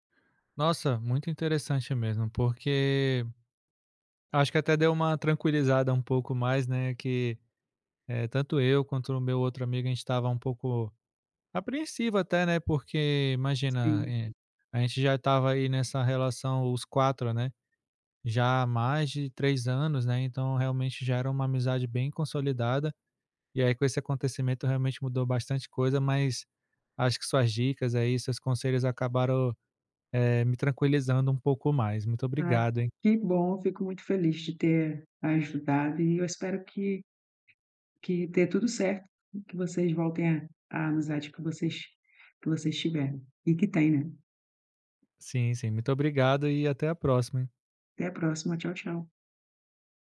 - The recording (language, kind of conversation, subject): Portuguese, advice, Como resolver desentendimentos com um amigo próximo sem perder a amizade?
- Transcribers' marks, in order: tapping